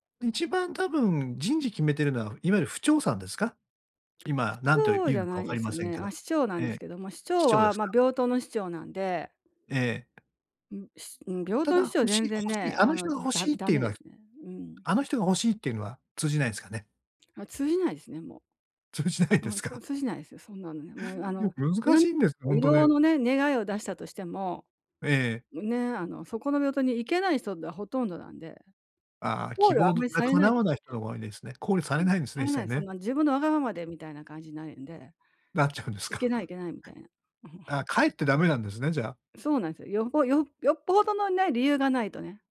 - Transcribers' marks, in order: tapping; other background noise; laughing while speaking: "通じないですか？"; other noise; chuckle
- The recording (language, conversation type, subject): Japanese, advice, 新しい場所で感じる不安にどう対処すればよいですか？